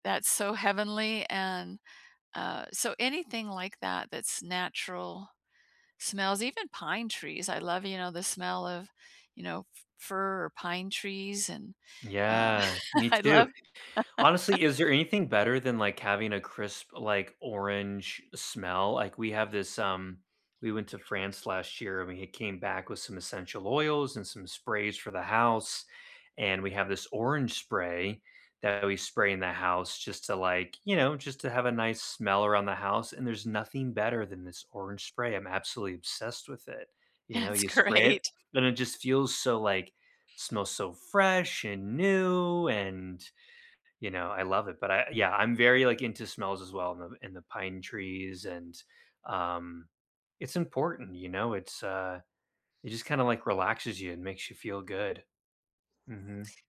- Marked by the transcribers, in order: chuckle; other background noise; laughing while speaking: "That's great"
- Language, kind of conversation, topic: English, unstructured, What songs or smells instantly bring you back to a meaningful memory?
- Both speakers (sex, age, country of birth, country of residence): female, 65-69, United States, United States; male, 40-44, United States, United States